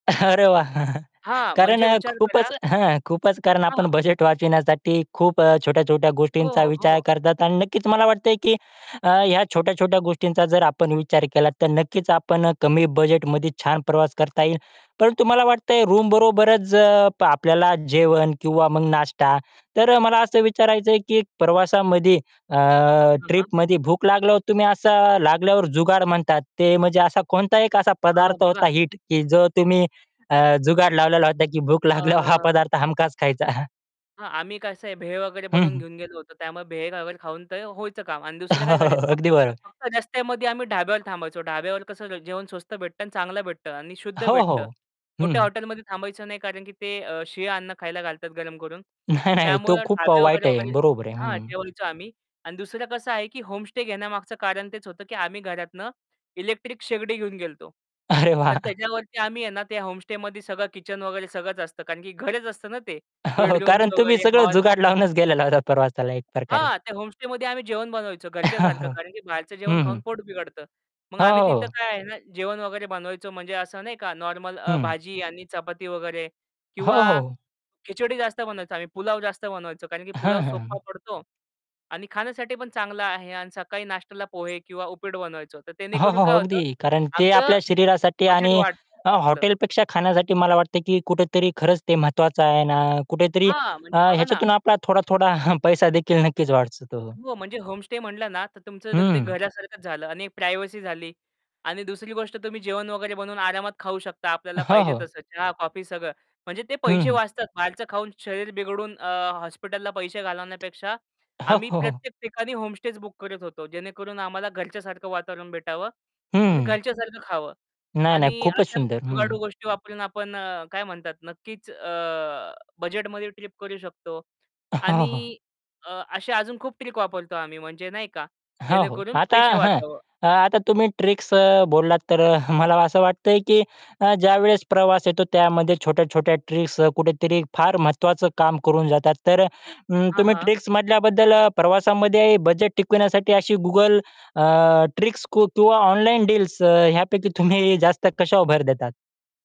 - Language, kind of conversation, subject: Marathi, podcast, कमी बजेटमध्ये छान प्रवास कसा करायचा?
- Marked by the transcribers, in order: laughing while speaking: "अरे वाह!"; distorted speech; laughing while speaking: "भूक लागल्यावर"; chuckle; laughing while speaking: "हो"; laughing while speaking: "नाही, नाही"; laughing while speaking: "अरे वाह!"; laughing while speaking: "हो"; chuckle; tapping; other background noise; "उपीट" said as "उपीड"; chuckle; in English: "प्रायव्हसी"; laughing while speaking: "हो"; in English: "ट्रिक्स"; chuckle; in English: "ट्रिक्स"; in English: "ट्रिक्समधल्या"; laughing while speaking: "तुम्ही"